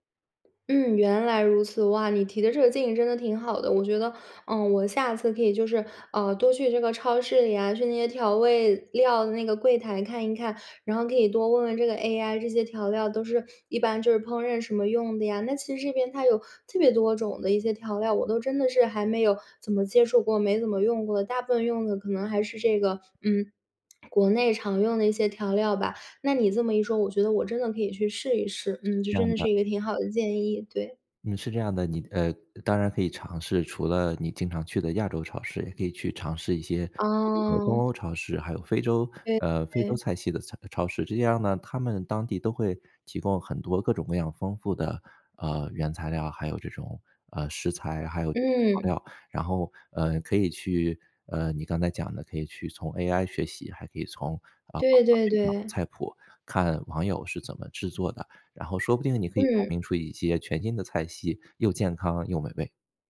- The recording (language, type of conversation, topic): Chinese, advice, 你为什么总是难以养成健康的饮食习惯？
- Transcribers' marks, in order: tapping; lip smack